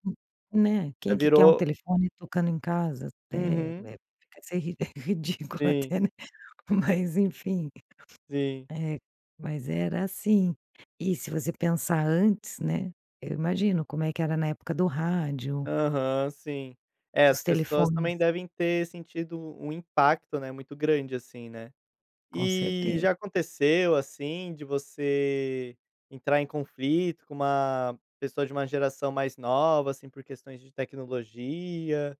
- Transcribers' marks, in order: laughing while speaking: "é ridículo até, né"; chuckle; other background noise
- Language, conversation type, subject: Portuguese, podcast, Como a tecnologia mudou o jeito de diferentes gerações se comunicarem?